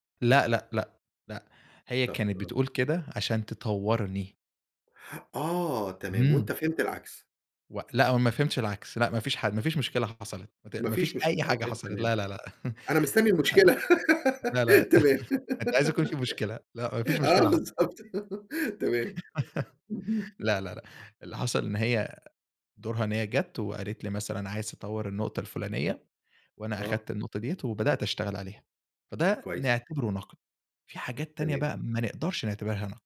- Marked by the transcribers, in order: chuckle; laugh; laughing while speaking: "تمام. آه، بالضبط. تمام، اهم"; laugh; chuckle
- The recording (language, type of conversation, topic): Arabic, podcast, إزاي بتتعامل مع النقد بشكل بنّاء؟